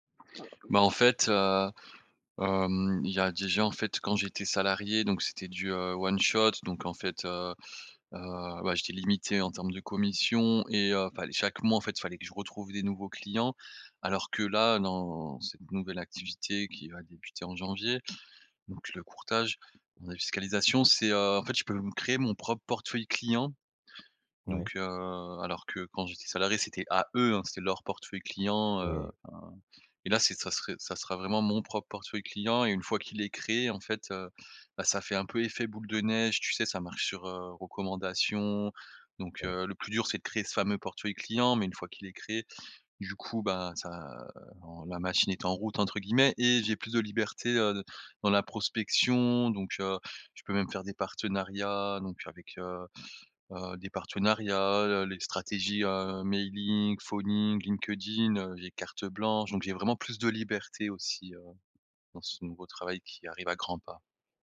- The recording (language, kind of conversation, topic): French, advice, Comment puis-je m'engager pleinement malgré l'hésitation après avoir pris une grande décision ?
- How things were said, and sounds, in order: tapping; stressed: "eux"; in English: "mailing, phoning"